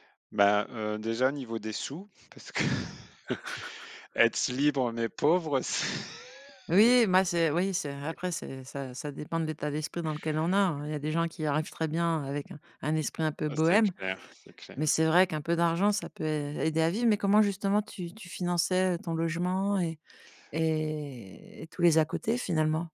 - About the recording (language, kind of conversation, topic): French, podcast, Comment as-tu vécu ton départ du foyer familial ?
- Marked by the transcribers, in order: chuckle; chuckle; other noise